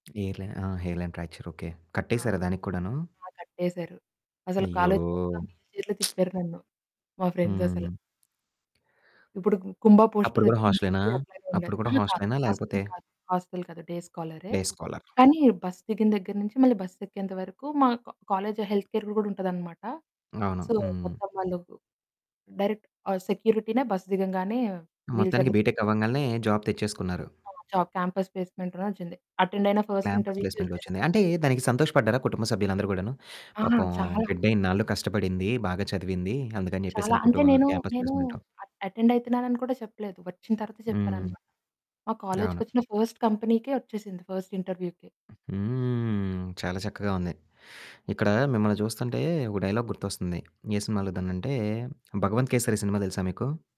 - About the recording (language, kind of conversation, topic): Telugu, podcast, మీ కుటుంబం మీ గుర్తింపును ఎలా చూస్తుంది?
- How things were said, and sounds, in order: in English: "ఎయిర్‌లైన్"; in English: "హెయిర్‌లైన్ ఫ్రాక్చర్"; static; in English: "వీల్ చైర్‌లొ"; other background noise; lip smack; in English: "ఫ్రెండ్స్"; in English: "పోస్టర్"; unintelligible speech; in English: "డే స్కాలర్"; in English: "డే"; in English: "హెల్త్ కేర్‌ది"; in English: "సో"; in English: "డైరెక్ట్ సెక్యూరిటీనే"; in English: "వీల్ చైర్‌లో"; distorted speech; in English: "బీటెక్"; in English: "జాబ్"; in English: "జాబ్ క్యాంపస్ ప్లేస్‌మెంట్‌లోని"; in English: "అటెండ్"; in English: "ఫస్ట్ ఇంటర్వ్యూకే"; in English: "క్యాంపస్ ప్లేస్మెంట్‌లో"; in English: "క్యాంపస్ ప్లేస్మెంట్‌లో"; in English: "అటెండ్"; in English: "ఫస్ట్ కంపెనీకే"; in English: "ఫస్ట్ ఇంటర్వ్యూకి"; drawn out: "హ్మ్"; in English: "డైలాగ్"